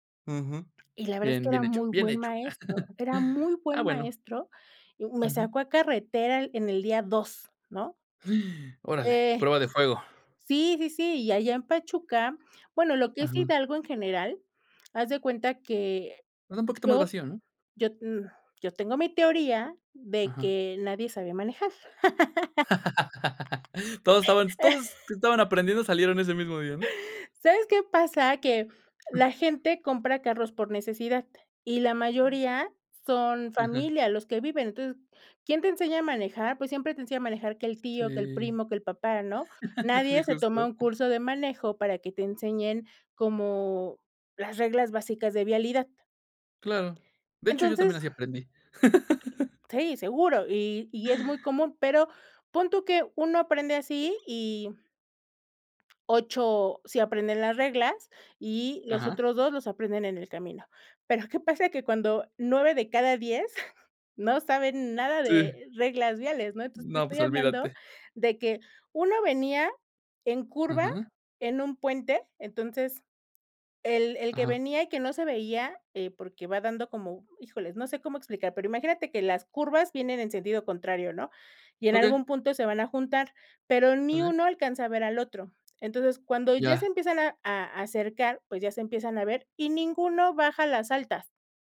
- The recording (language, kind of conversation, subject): Spanish, podcast, ¿Cómo superas el miedo a equivocarte al aprender?
- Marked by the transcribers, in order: other background noise; laugh; gasp; tapping; laugh; laugh; other noise; laugh; laugh; chuckle